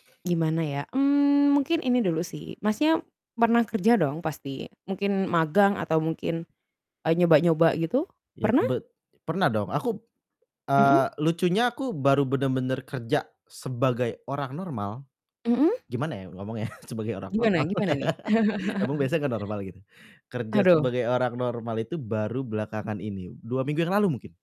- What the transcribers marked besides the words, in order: chuckle; laughing while speaking: "normal"; laugh; chuckle
- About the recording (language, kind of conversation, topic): Indonesian, unstructured, Apa hal paling mengejutkan yang kamu pelajari dari pekerjaanmu?
- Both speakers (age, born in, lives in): 20-24, Indonesia, Indonesia; 25-29, Indonesia, Indonesia